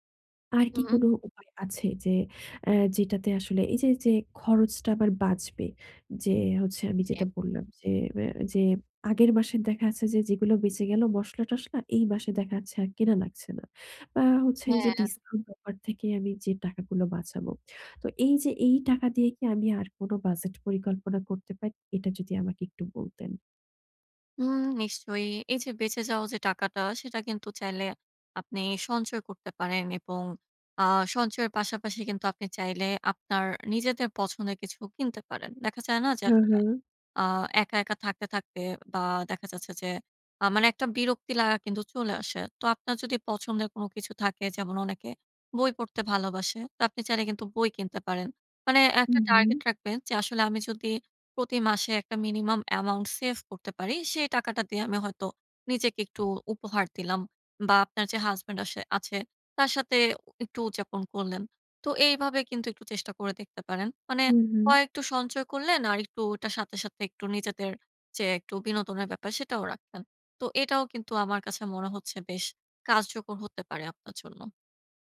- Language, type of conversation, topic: Bengali, advice, কেনাকাটায় বাজেট ছাড়িয়ে যাওয়া বন্ধ করতে আমি কীভাবে সঠিকভাবে বাজেট পরিকল্পনা করতে পারি?
- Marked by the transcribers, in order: in English: "minimum amount"